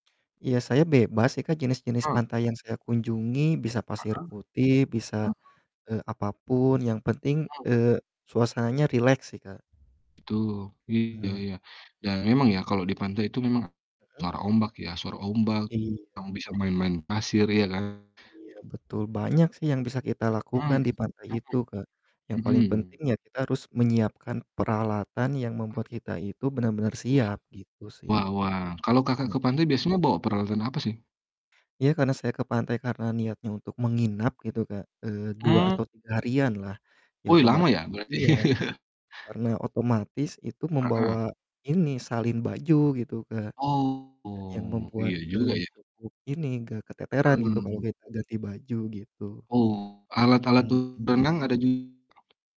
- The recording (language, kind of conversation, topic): Indonesian, unstructured, Apa tempat liburan favoritmu, dan mengapa?
- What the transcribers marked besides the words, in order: distorted speech; static; chuckle; other background noise